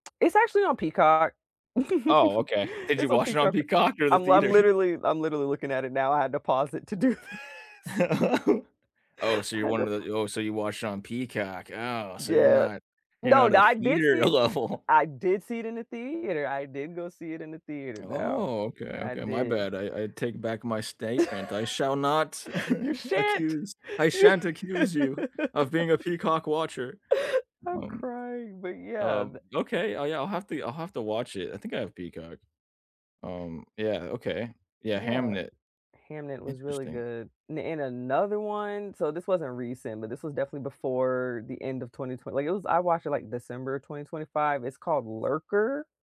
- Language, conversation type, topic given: English, unstructured, What was the last movie that genuinely surprised you, and how did it make you feel?
- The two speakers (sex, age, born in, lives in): female, 35-39, United States, United States; male, 25-29, United States, United States
- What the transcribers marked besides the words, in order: chuckle; laughing while speaking: "watch it on Peacock or the theater?"; laughing while speaking: "do this"; laugh; disgusted: "Oh, so you're one of … not a theater"; laughing while speaking: "I had to pa"; laughing while speaking: "level"; lip smack; laugh; chuckle; laugh